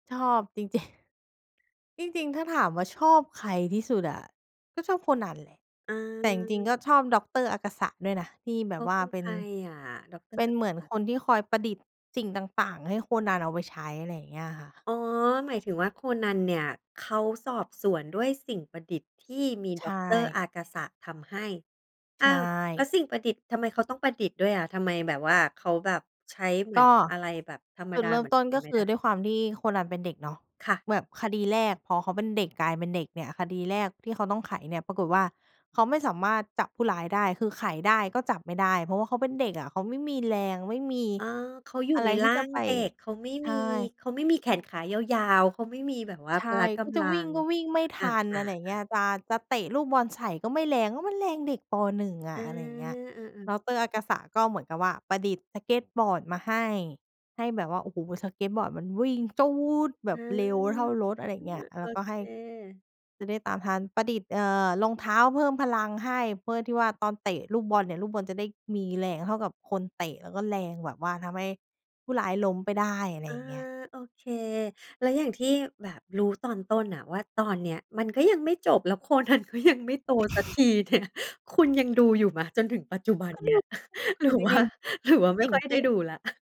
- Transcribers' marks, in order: laughing while speaking: "จริง"; drawn out: "อา"; laughing while speaking: "โคนันก็ยัง"; other noise; laughing while speaking: "เนี่ย"; chuckle; laughing while speaking: "หรือว่า หรือว่า"; unintelligible speech; chuckle
- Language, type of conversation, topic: Thai, podcast, คุณยังจำรายการโทรทัศน์สมัยเด็กๆ ที่ประทับใจได้ไหม?